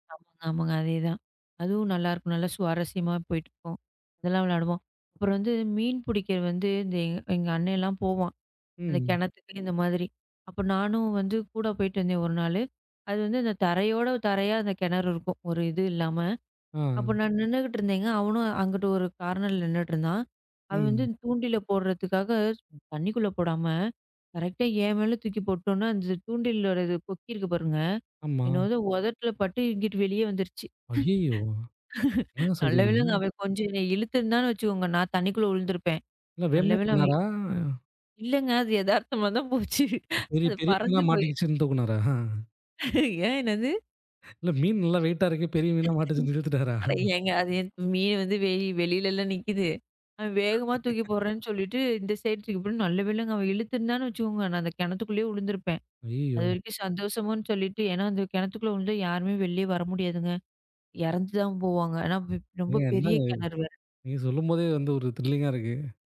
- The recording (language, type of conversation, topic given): Tamil, podcast, சின்ன வயதில் விளையாடிய நினைவுகளைப் பற்றி சொல்லுங்க?
- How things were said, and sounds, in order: other background noise; in another language: "கார்னர்"; in another language: "கரெக்ட்டா"; put-on voice: "அய்யய்யோ!"; laugh; laughing while speaking: "நல்லவேளங்க அவன் கொஞ்சம்"; drawn out: "என்னங்க சொல்றீங்க?"; drawn out: "இல்ல வேணும்னே பண்ணாரா?"; laughing while speaking: "அது எதார்த்தமா தான் போச்சு. அது பறந்து போய்"; chuckle; laughing while speaking: "ஏன் என்னது?"; laughing while speaking: "இல்ல மீன் நல்லா வெயிட்டா இருக்கு. பெரிய மீனா மாட்டுச்சுன்னு சொல்லி இழுத்துட்டாறா?"; unintelligible speech; laughing while speaking: "அட ஏங்க அது"; chuckle; in another language: "சைடு"; sad: "அய்யய்யோ!"; in another language: "த்ரில்லிங்கா"